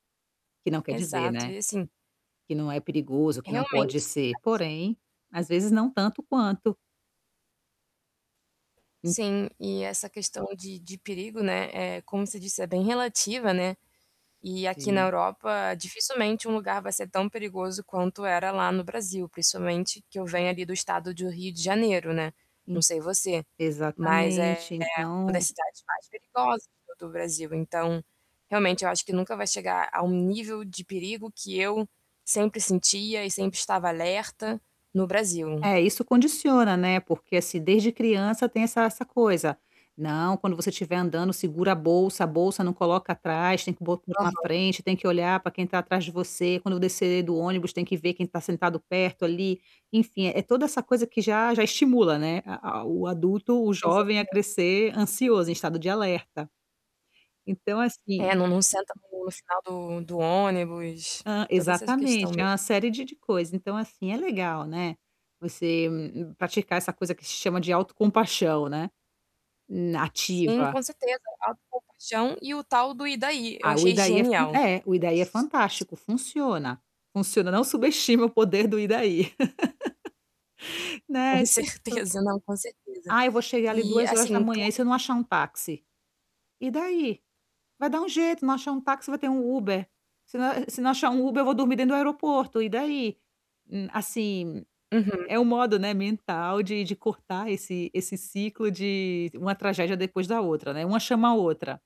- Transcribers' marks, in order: static; distorted speech; other background noise; tapping; unintelligible speech; laugh; laughing while speaking: "Com certeza"
- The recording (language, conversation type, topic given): Portuguese, advice, Como posso lidar com a ansiedade ao viajar para destinos desconhecidos?